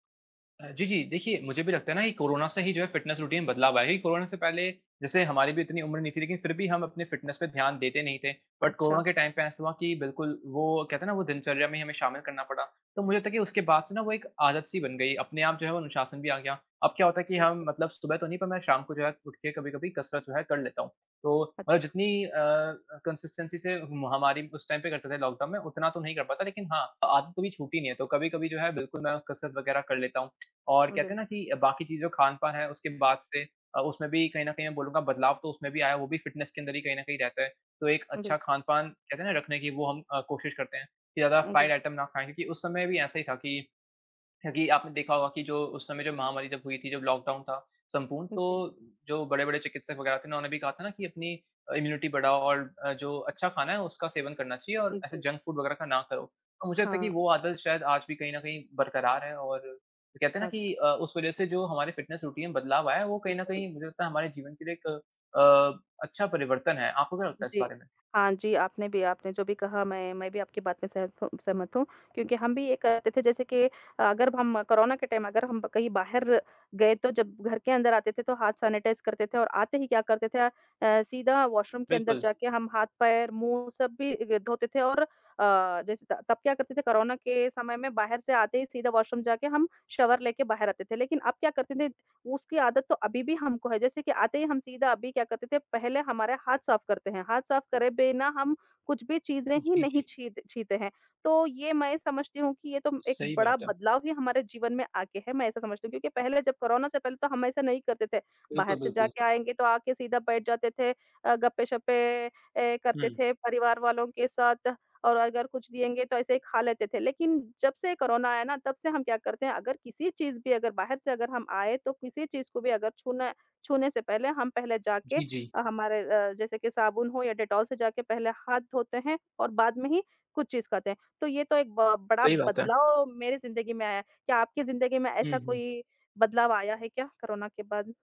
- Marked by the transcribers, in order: in English: "फ़िटनेस रूटीन"; in English: "फ़िटनेस"; in English: "बट"; in English: "टाइम"; in English: "कंसिस्टेंसी"; in English: "टाइम"; other background noise; in English: "फ़िटनेस"; in English: "फ़्राइड आइटम"; in English: "इम्यूनिटी"; in English: "जंक फूड"; in English: "फ़िटनेस रूटीन"; in English: "टाइम"; in English: "सैनिटाइज़"; in English: "वॉशरूम"; in English: "वॉशरूम"; in English: "शावर"
- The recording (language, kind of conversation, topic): Hindi, unstructured, क्या कोरोना के बाद आपकी फिटनेस दिनचर्या में कोई बदलाव आया है?